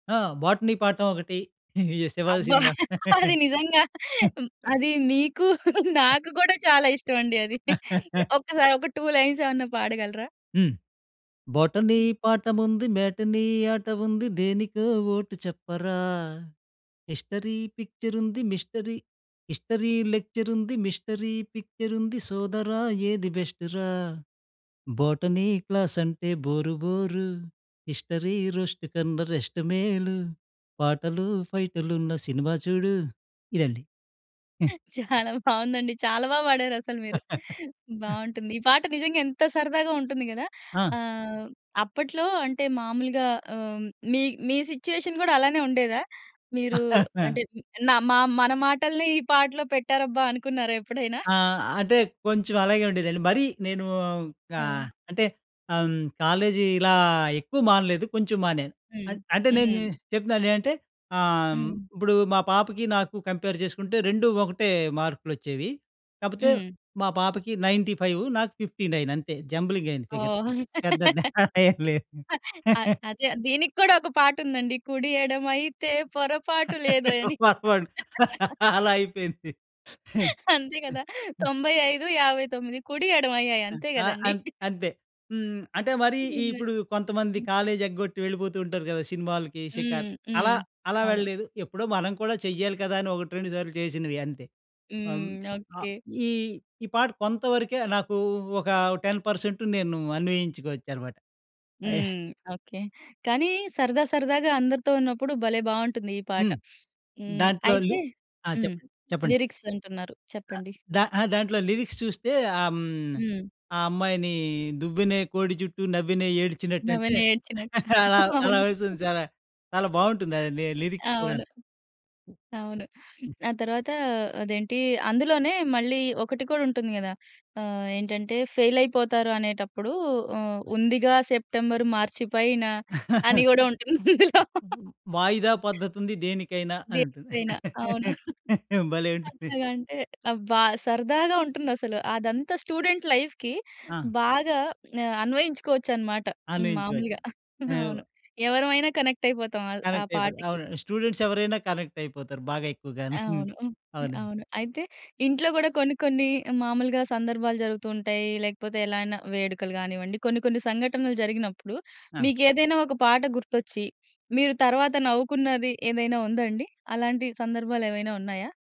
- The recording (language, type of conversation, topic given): Telugu, podcast, ఒక పాట వింటే మీ చిన్నప్పటి జ్ఞాపకాలు గుర్తుకు వస్తాయా?
- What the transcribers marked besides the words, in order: in English: "'బోటనీ"; chuckle; laughing while speaking: "అది నిజంగా అది నీకు నాకు గూడా చాలా ఇష్టం అండి అది"; laugh; other noise; giggle; in English: "టూ లైన్స్"; singing: "బోటనీ పాఠముంది మేటనీ ఆట ఉంది … ఫైటులున్న సినిమా చూడు"; in English: "బోటనీ"; in English: "హిస్టరీ పిక్చర్"; in English: "మిస్టరీ హిస్టరీ లెక్చర్"; in English: "మిస్టరీ పిక్చర్"; in English: "బెస్టు"; in English: "బోటనీ"; in English: "హిస్టరీ రోస్ట్"; in English: "రెస్ట్"; laughing while speaking: "చాలా బావుందండి. చాలా బా పాడారు అసలు మీరు"; laugh; in English: "సిచుయేషన్"; laugh; in English: "జంబ్లింగ్"; laugh; in English: "ఫిగర్"; laughing while speaking: "తేడా ఏం లేదు"; singing: "కుడియడమైతే పొరపాటు లేదోయ్"; other background noise; laughing while speaking: "పొరపాటు"; laugh; chuckle; chuckle; in English: "లిరిక్స్"; in English: "లిరిక్స్"; chuckle; laughing while speaking: "అవును"; in English: "లిరిక్స్"; singing: "ఉందిగా సెప్టెంబర్ మార్చి పైన"; chuckle; laugh; chuckle; laugh; in English: "స్టూడెంట్ లైఫ్‌కి"; chuckle; in English: "కనెక్ట్"; in English: "కనెక్ట్"; in English: "స్టూడెంట్స్"; in English: "కనెక్ట్"